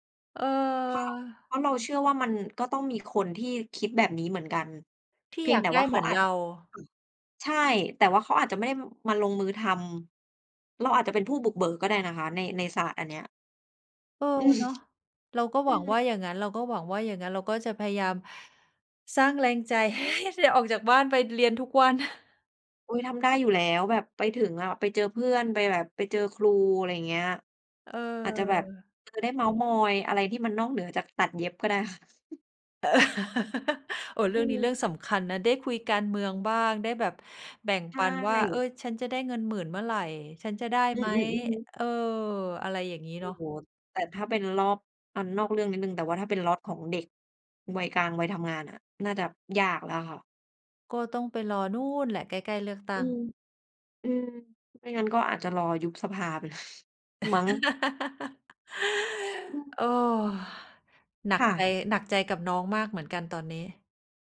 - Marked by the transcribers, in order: laughing while speaking: "อืม"; chuckle; chuckle; laugh; laughing while speaking: "ไปเลย"; chuckle; inhale; sigh
- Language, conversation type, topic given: Thai, unstructured, คุณเริ่มต้นฝึกทักษะใหม่ ๆ อย่างไรเมื่อไม่มีประสบการณ์?